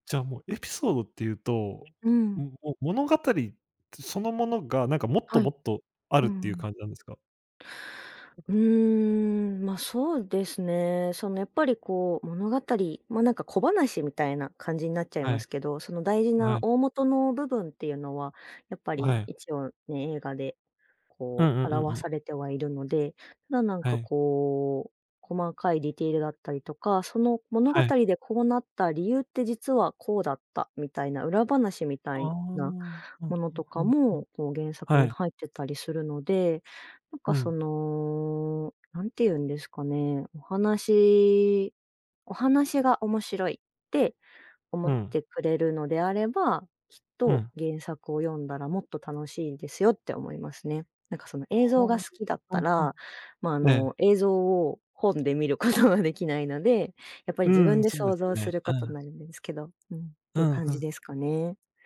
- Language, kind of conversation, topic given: Japanese, podcast, これまででいちばん思い出深い作品はどれですか？
- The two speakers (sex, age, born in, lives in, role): female, 30-34, Japan, Japan, guest; male, 25-29, Japan, Japan, host
- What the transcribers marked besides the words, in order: other noise; laughing while speaking: "見ることができないので"